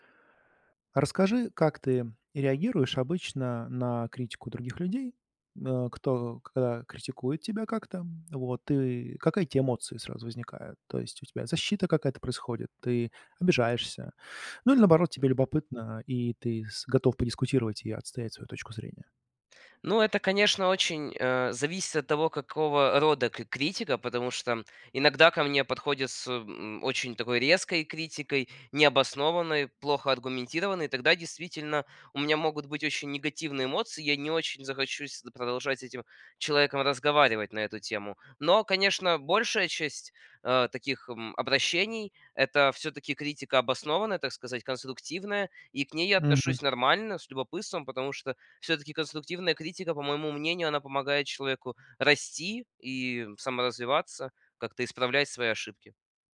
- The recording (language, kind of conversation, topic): Russian, podcast, Как ты реагируешь на критику своих идей?
- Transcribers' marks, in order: tapping